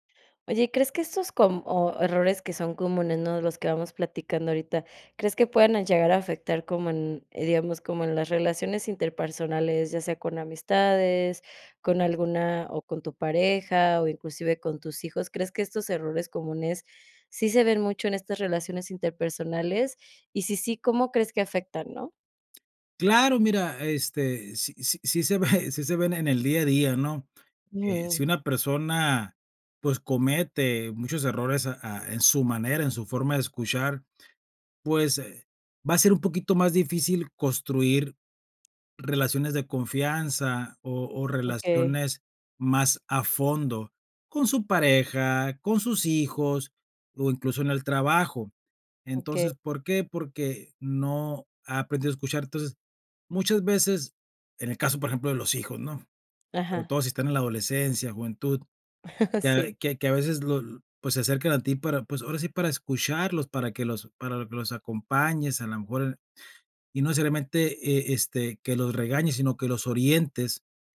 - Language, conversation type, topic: Spanish, podcast, ¿Cuáles son los errores más comunes al escuchar a otras personas?
- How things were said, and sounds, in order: laughing while speaking: "ve"; tapping; laugh